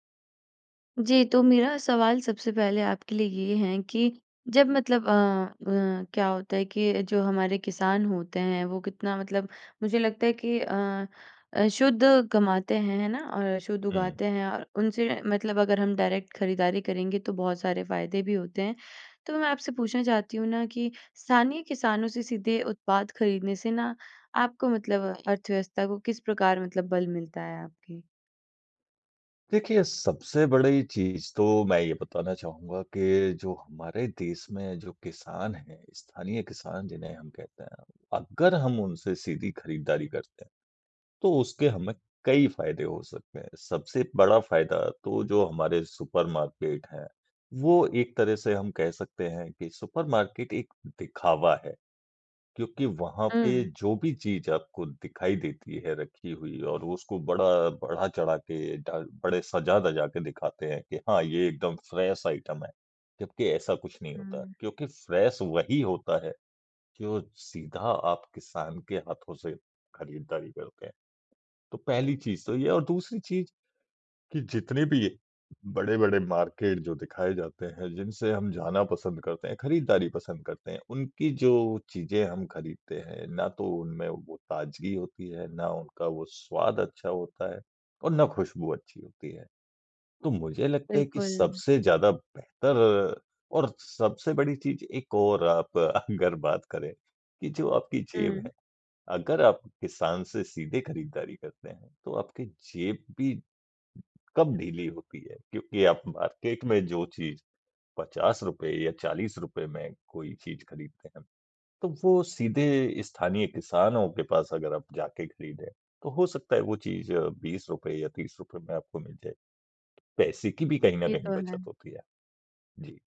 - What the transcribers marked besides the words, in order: in English: "डायरेक्ट"; in English: "सुपर मार्केट"; in English: "सुपर मार्केट"; in English: "फ्रेश आइटम"; in English: "फ्रेश"; in English: "मार्केट"; laughing while speaking: "अगर"; in English: "मार्केट"
- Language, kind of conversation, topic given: Hindi, podcast, स्थानीय किसान से सीधे खरीदने के क्या फायदे आपको दिखे हैं?